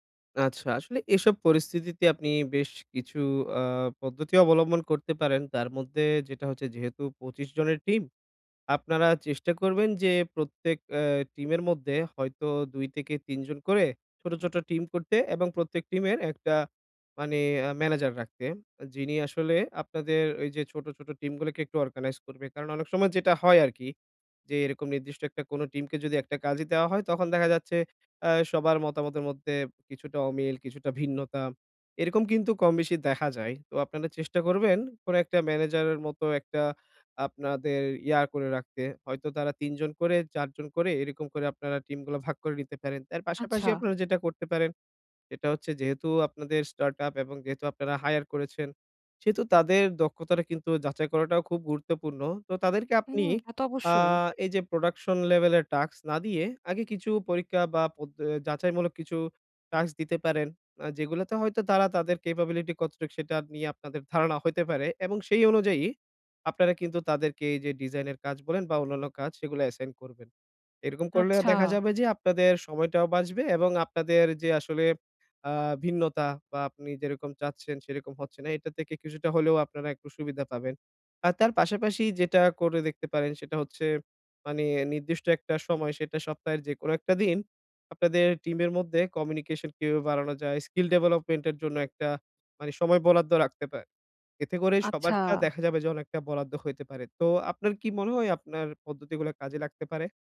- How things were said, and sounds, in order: tapping; "মানে" said as "মানি"; "মানে" said as "মানি"
- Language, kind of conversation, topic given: Bengali, advice, দক্ষ টিম গঠন ও ধরে রাখার কৌশল